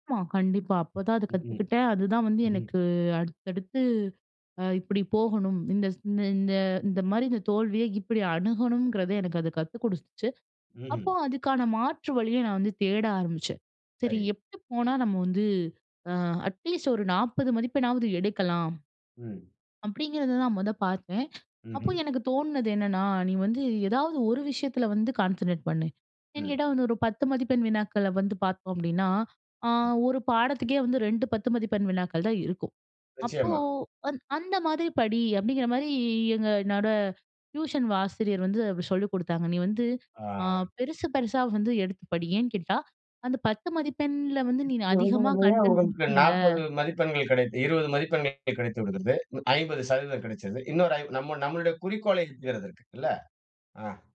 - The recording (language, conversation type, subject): Tamil, podcast, உங்கள் முதல் தோல்வி அனுபவம் என்ன, அதிலிருந்து நீங்கள் என்ன கற்றுக்கொண்டீர்கள்?
- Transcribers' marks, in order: in English: "அட்லீஸ்ட்"; in English: "கான்சன்ட்ரேட்"; unintelligible speech; in English: "கன்டென்ட்"; unintelligible speech; unintelligible speech